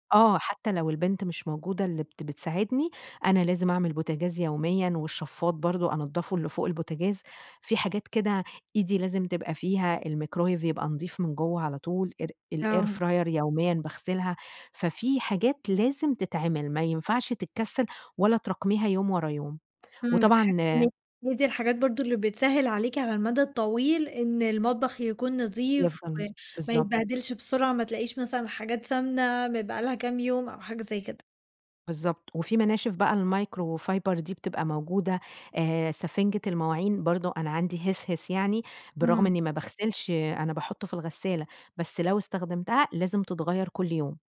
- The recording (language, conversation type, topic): Arabic, podcast, ازاي تحافظي على ترتيب المطبخ بعد ما تخلصي طبخ؟
- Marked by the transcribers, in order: in English: "الميكرويف"; in English: "الair fryer"; unintelligible speech; in English: "المايكروفايبر"